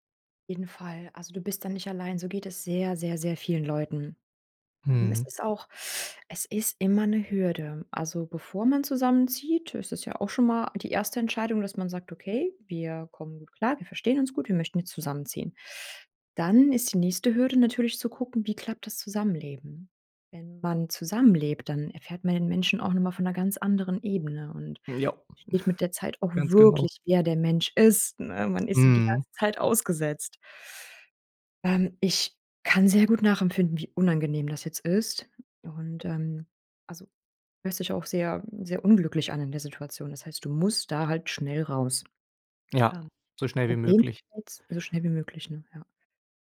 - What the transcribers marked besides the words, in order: chuckle; stressed: "wirklich"; stressed: "musst"
- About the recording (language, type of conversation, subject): German, advice, Wie möchtest du die gemeinsame Wohnung nach der Trennung regeln und den Auszug organisieren?